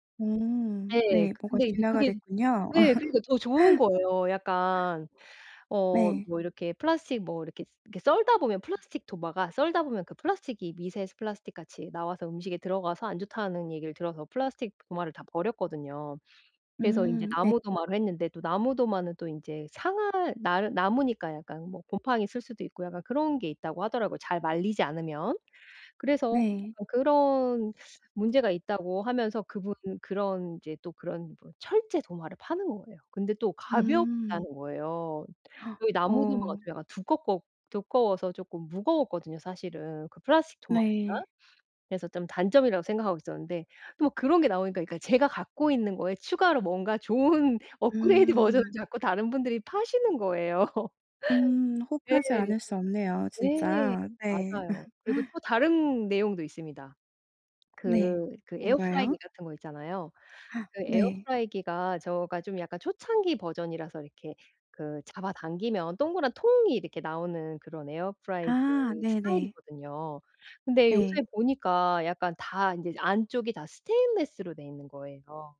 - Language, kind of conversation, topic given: Korean, advice, 충동구매 유혹을 어떻게 잘 관리하고 통제할 수 있을까요?
- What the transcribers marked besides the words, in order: laugh; tapping; other background noise; gasp; laugh; "에어프라이어" said as "에어프라이기"; gasp; "에어프라이어" said as "에어프라이기"; "에어프라이어" said as "에어프라이기"